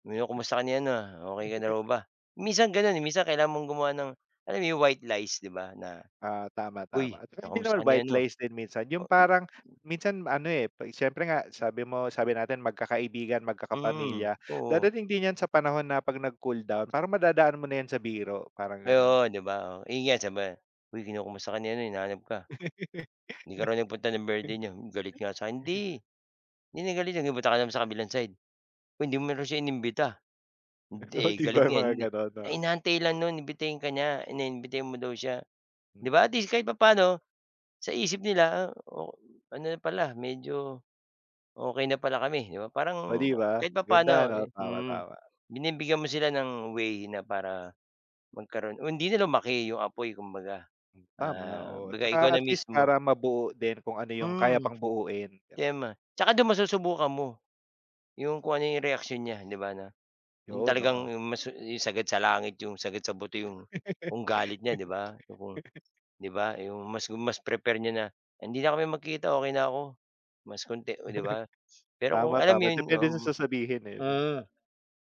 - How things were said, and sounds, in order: chuckle; laugh; laugh; other background noise; chuckle
- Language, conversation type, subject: Filipino, unstructured, Ano-ano ang mga paraan para maiwasan ang away sa grupo?